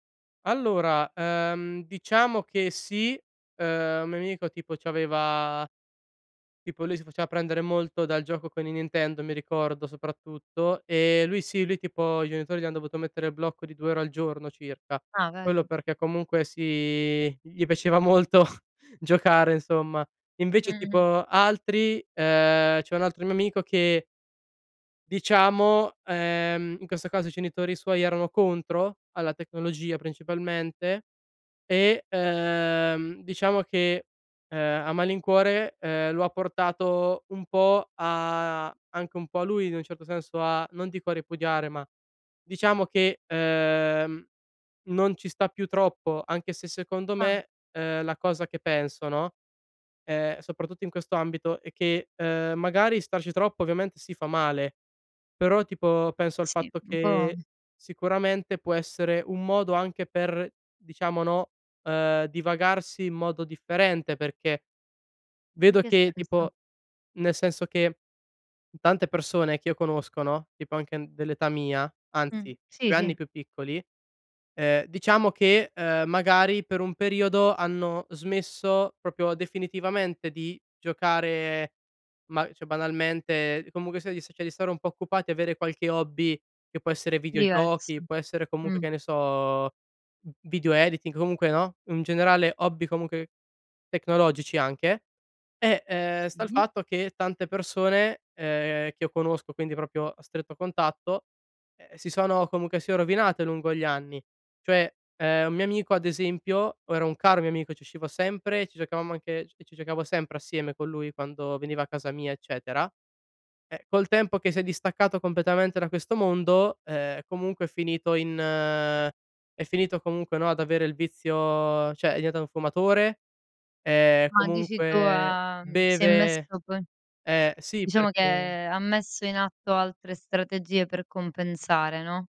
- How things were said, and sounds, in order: "vedi" said as "vei"; chuckle; "genitori" said as "cenitori"; "proprio" said as "propio"; "cioè" said as "ceh"; "cioè" said as "ceh"; other background noise; "proprio" said as "propio"; "cioè" said as "ceh"
- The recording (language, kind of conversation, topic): Italian, podcast, Come creare confini tecnologici in famiglia?